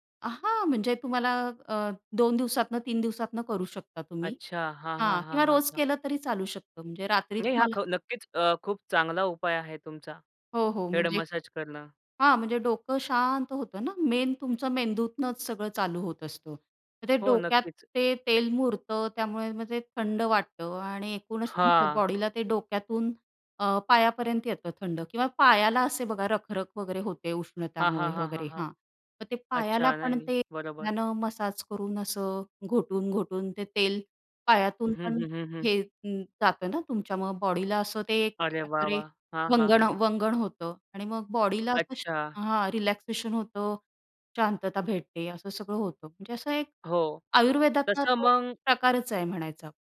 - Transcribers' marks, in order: tapping; in English: "मेन"; other background noise
- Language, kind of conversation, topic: Marathi, podcast, रोजच्या कामांनंतर तुम्ही स्वतःला शांत कसे करता?